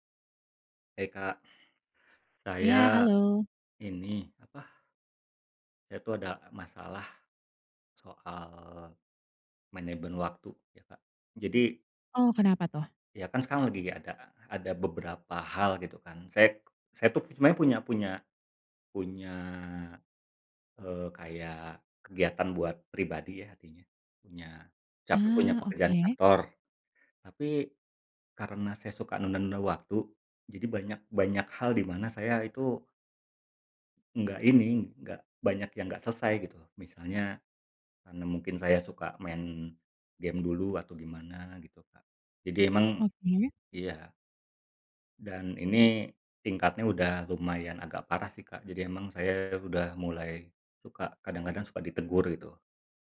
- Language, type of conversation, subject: Indonesian, advice, Mengapa kamu sering meremehkan waktu yang dibutuhkan untuk menyelesaikan suatu tugas?
- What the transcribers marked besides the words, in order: "manajemen" said as "manaben"; tapping